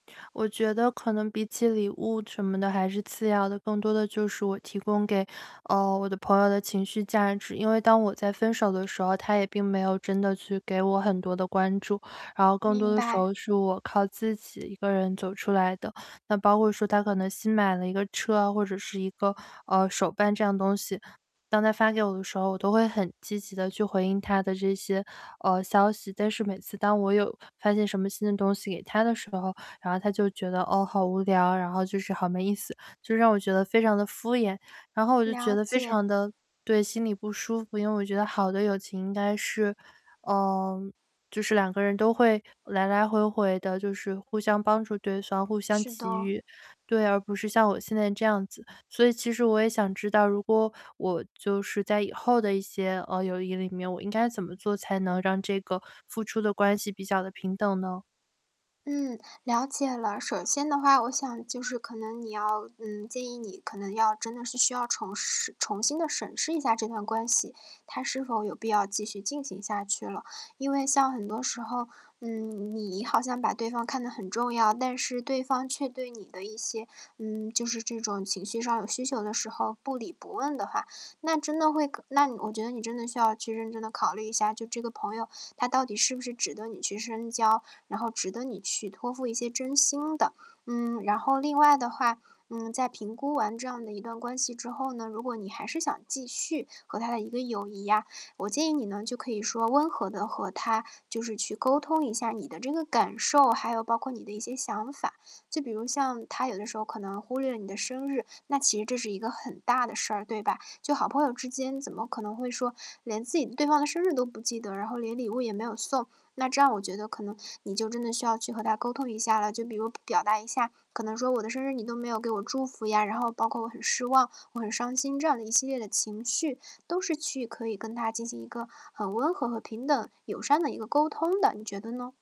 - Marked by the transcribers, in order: static; other background noise
- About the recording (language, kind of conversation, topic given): Chinese, advice, 我该如何应对一段总是单方面付出的朋友关系？